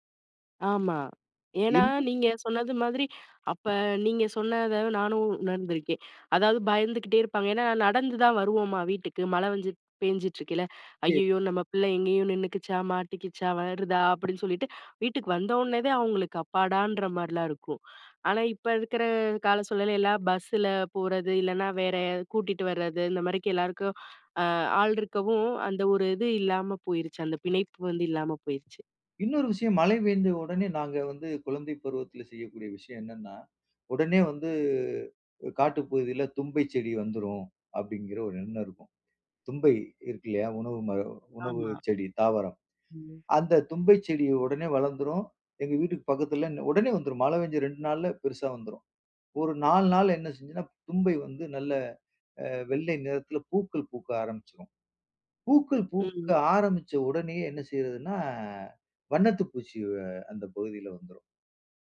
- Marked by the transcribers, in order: other background noise; "வந்து" said as "வஞ்சு"; "மாதிரி" said as "மாரிக்கு"; drawn out: "வந்து"
- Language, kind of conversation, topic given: Tamil, podcast, மழை பூமியைத் தழுவும் போது உங்களுக்கு எந்த நினைவுகள் எழுகின்றன?